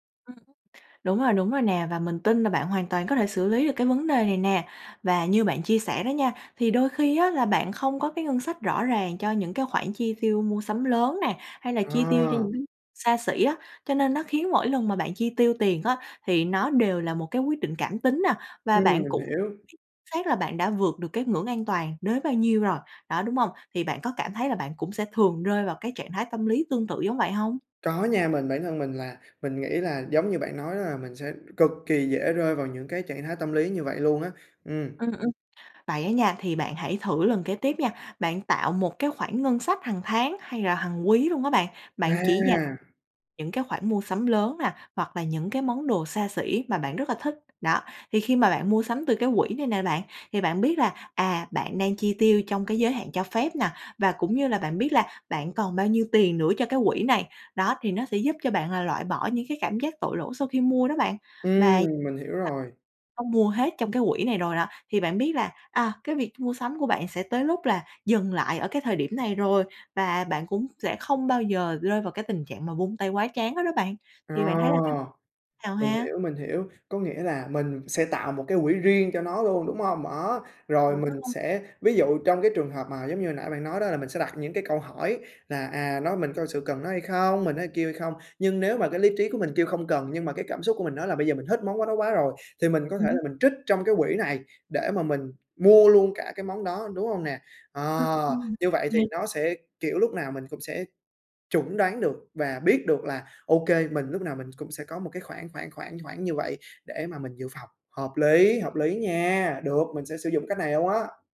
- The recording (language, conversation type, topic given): Vietnamese, advice, Bạn có thường cảm thấy tội lỗi sau mỗi lần mua một món đồ đắt tiền không?
- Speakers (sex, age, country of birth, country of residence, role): female, 25-29, Vietnam, Vietnam, advisor; male, 20-24, Vietnam, Vietnam, user
- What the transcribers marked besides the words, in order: tapping; unintelligible speech